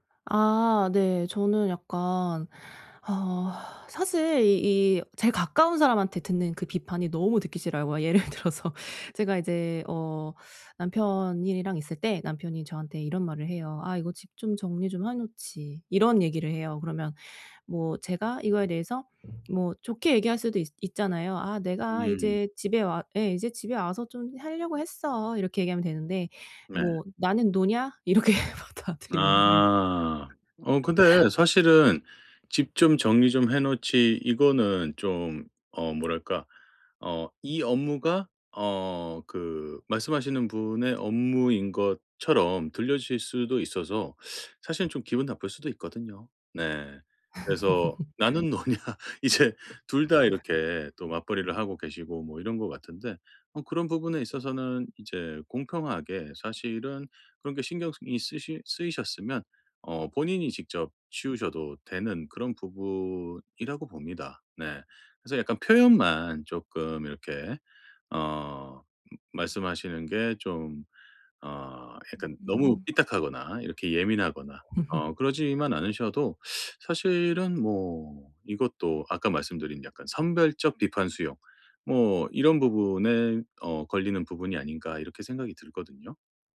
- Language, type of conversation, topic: Korean, advice, 다른 사람의 비판을 어떻게 하면 침착하게 받아들일 수 있을까요?
- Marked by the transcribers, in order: exhale; laughing while speaking: "들어서"; tapping; laughing while speaking: "이렇게 받아들이는 거예요"; laugh; teeth sucking; laughing while speaking: "노냐? 이제"; laugh; laugh; other background noise; laugh; teeth sucking